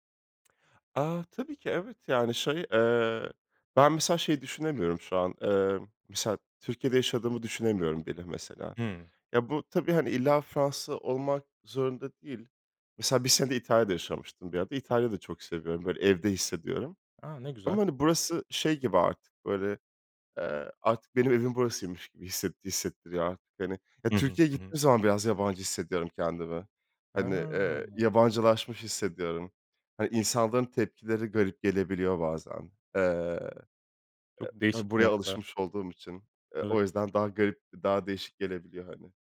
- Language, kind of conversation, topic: Turkish, podcast, Hayatında seni en çok değiştiren deneyim neydi?
- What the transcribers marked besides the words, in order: none